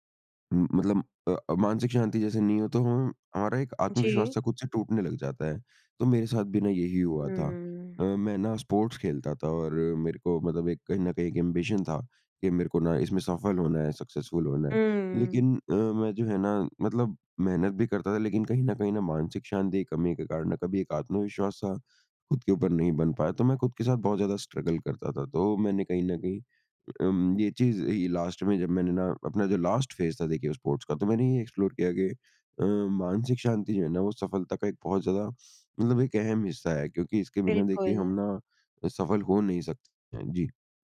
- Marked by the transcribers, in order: in English: "स्पोर्ट्स"; in English: "एम्बिशन"; in English: "सक्सेसफुल"; in English: "स्ट्रगल"; in English: "लास्ट"; in English: "लास्ट फ़ेज़"; in English: "स्पोर्ट्स"; in English: "एक्सप्लोर"
- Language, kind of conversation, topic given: Hindi, podcast, क्या मानसिक शांति सफलता का एक अहम हिस्सा है?